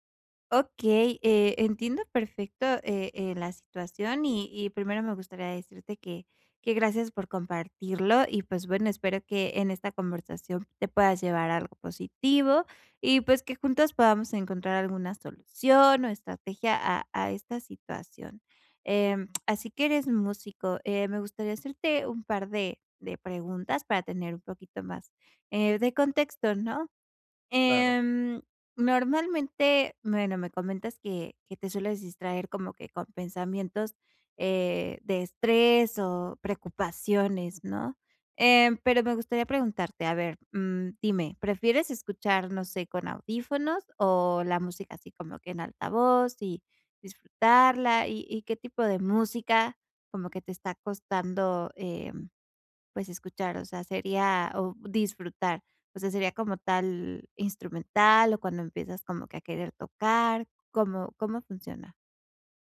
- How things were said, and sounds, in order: none
- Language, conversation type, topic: Spanish, advice, ¿Cómo puedo disfrutar de la música cuando mi mente divaga?